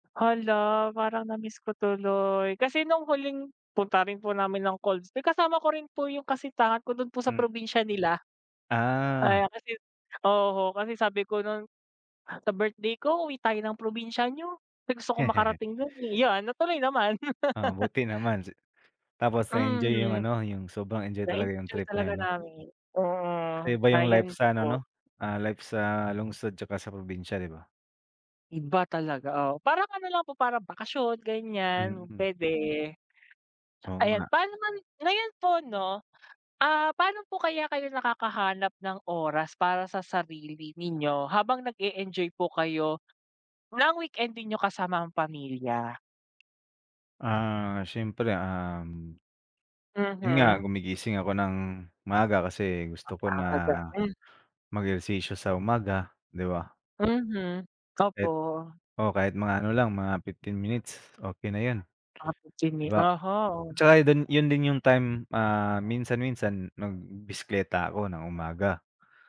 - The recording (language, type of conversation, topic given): Filipino, unstructured, Paano mo pinaplano na gawing masaya ang isang simpleng katapusan ng linggo?
- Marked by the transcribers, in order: other background noise; laugh; laugh; tapping; "bisekleta" said as "biskleta"